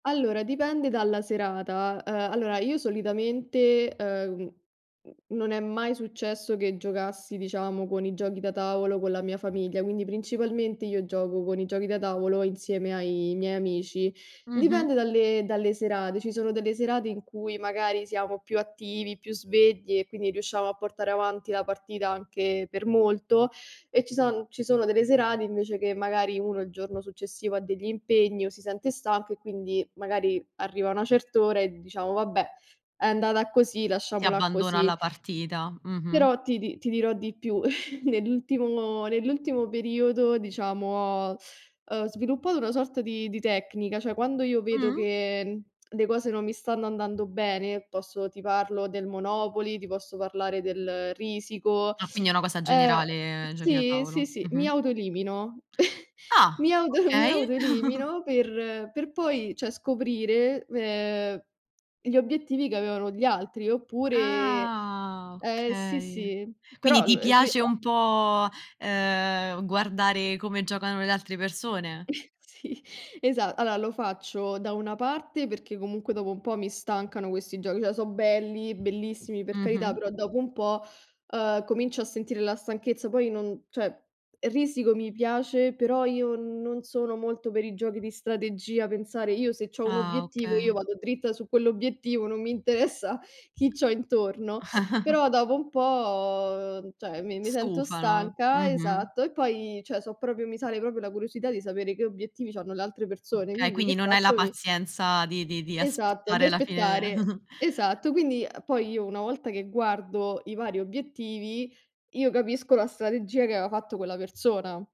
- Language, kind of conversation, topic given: Italian, podcast, Qual è un gioco da tavolo che ti entusiasma e perché?
- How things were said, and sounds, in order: chuckle; stressed: "Ah"; chuckle; drawn out: "Ah"; laughing while speaking: "Sì"; tapping; chuckle; "cioè" said as "ceh"; other background noise; chuckle